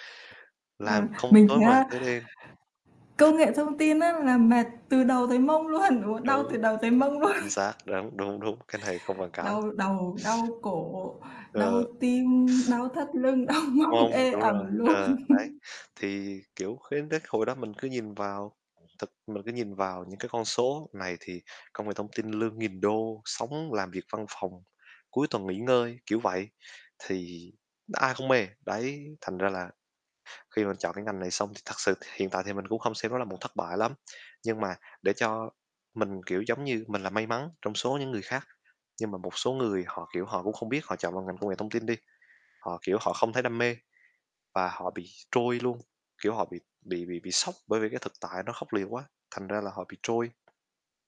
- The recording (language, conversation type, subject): Vietnamese, unstructured, Bạn đã học được điều gì từ những thất bại trong quá khứ?
- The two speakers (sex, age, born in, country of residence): female, 30-34, Vietnam, Vietnam; male, 20-24, Vietnam, Vietnam
- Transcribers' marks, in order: tapping; static; distorted speech; other background noise; laughing while speaking: "luôn"; laughing while speaking: "luôn"; laughing while speaking: "đau mông ê ẩm luôn"; chuckle